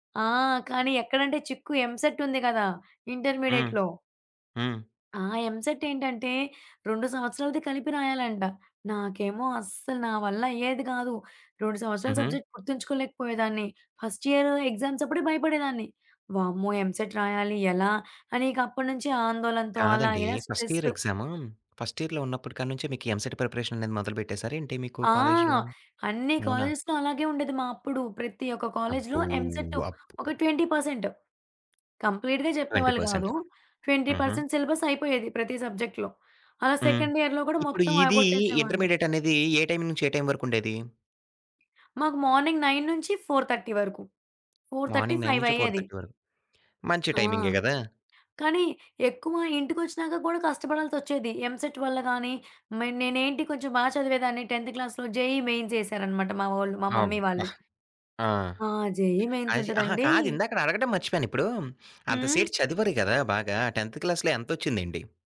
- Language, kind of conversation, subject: Telugu, podcast, బర్నౌట్ వచ్చినప్పుడు మీరు ఏమి చేశారు?
- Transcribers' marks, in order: in English: "ఎంసెట్"; tapping; in English: "సబ్జెక్ట్"; in English: "ఫస్ట్ ఇయర్ ఎగ్జామ్స్"; in English: "ఎంసెట్"; in English: "ఫస్ట్"; in English: "స్ట్రెస్"; in English: "ఫస్ట్ ఇయర్‌లో"; in English: "ఎంసెట్ ప్రిపరేషన్"; in English: "కాలేజెస్‌లో"; in English: "కాలేజ్‌లో?"; in English: "కాలేజ్‌లో ఎంసెట్"; in English: "ట్వెంటీ పర్సెంట్, కంప్లీట్‌గా"; other background noise; in English: "ట్వెంటీ పర్సెంట్, సిలబస్"; in English: "ట్వెంటీ పర్సెంట్"; in English: "సబ్జెక్ట్‌లో"; in English: "సెకండ్ ఇయర్‌లో"; "ఆగొట్టేసేవాళ్ళు" said as "అవగొట్టేసేవాళ్ళు"; in English: "మార్నింగ్ నైన్"; in English: "ఫోర్ థర్టీ"; in English: "ఫోర్ థర్టీ ఫైవ్"; in English: "మార్నింగ్ నైన్"; in English: "ఫోర్ థర్టీ"; in English: "ఎంసెట్"; in English: "టెంత్ క్లాస్‌లో జేఈఈ"; in English: "మమ్మీ"; in English: "జెఈఈ"; in English: "టెంత్ క్లాస్‌లో"